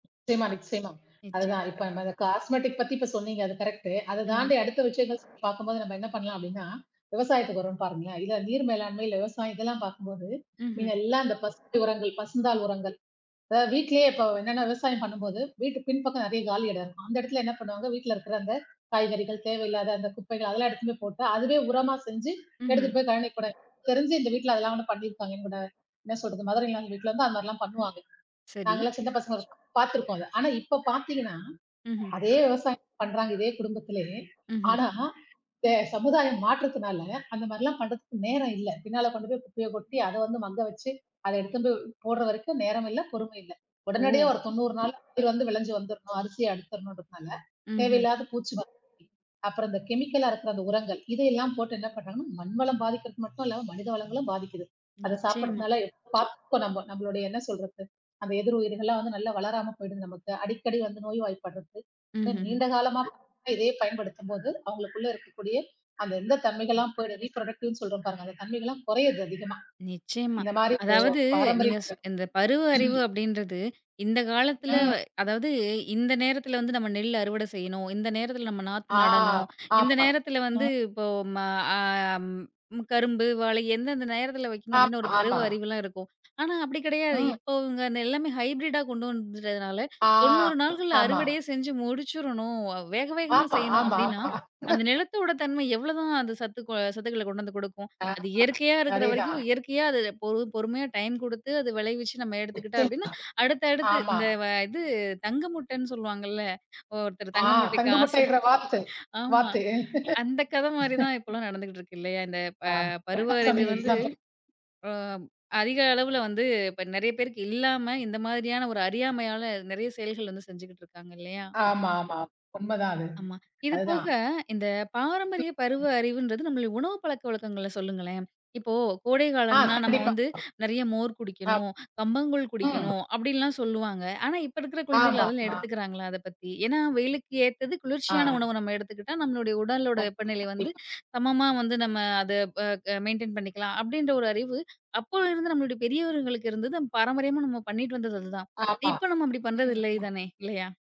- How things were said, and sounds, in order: other noise; in English: "காஸ்மெடிக்"; other background noise; in English: "ஃபர்ஸ்டு"; in English: "மதர் இன் லா"; unintelligible speech; background speech; surprised: "ஓ!"; unintelligible speech; in English: "கெமிக்கலா"; in English: "ரீபுரொடெக்டிவ்"; in English: "ஹைபிரிட்டா"; laughing while speaking: "தங்க முட்டைக்கு ஆசை, ஆமா. அந்தக் கதை மாதிரி"; laugh; unintelligible speech; unintelligible speech
- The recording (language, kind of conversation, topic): Tamil, podcast, பாரம்பரிய பருவ அறிவை இன்றைய சமுதாயம் எப்படிப் பயன்படுத்திக் கொள்ளலாம்?